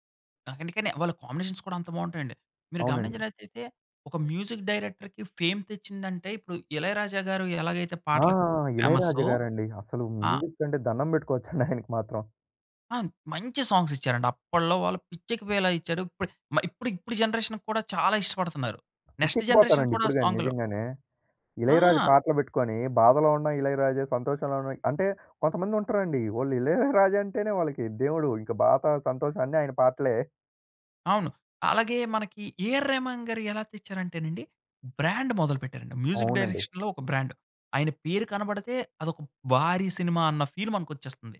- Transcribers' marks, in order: in English: "కాంబినేషన్"; in English: "మ్యూజిక్ డైరెక్టర్‌కి ఫేమ్"; in English: "మ్యూజిక్"; chuckle; in English: "సాంగ్స్"; in English: "జనరేషన్‌కి"; in English: "నెక్స్ట్ జనరేషన్"; in English: "సాంగ్‌లో"; giggle; in English: "బ్రాండ్"; in English: "మ్యూజిక్ డైరెక్షన్‌లో"; in English: "బ్రాండ్"; in English: "ఫీల్"
- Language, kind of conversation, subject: Telugu, podcast, ఒక సినిమాకు సంగీతం ఎంత ముఖ్యమని మీరు భావిస్తారు?